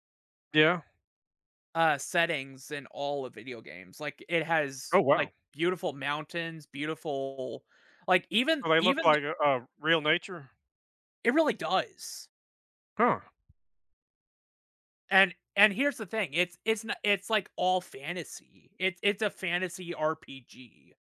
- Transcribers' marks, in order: none
- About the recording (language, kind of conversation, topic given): English, unstructured, What helps you recharge when life gets overwhelming?
- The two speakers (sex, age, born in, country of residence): male, 20-24, United States, United States; male, 50-54, United States, United States